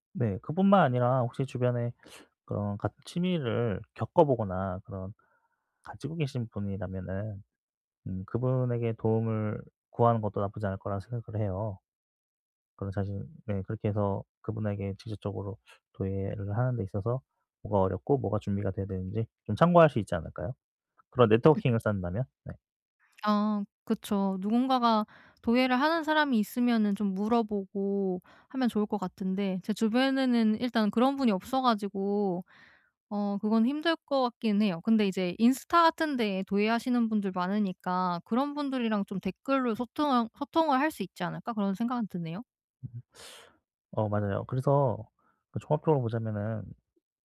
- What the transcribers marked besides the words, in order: teeth sucking; other background noise; teeth sucking
- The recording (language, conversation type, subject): Korean, advice, 새로운 취미를 시작하는 게 무서운데 어떻게 시작하면 좋을까요?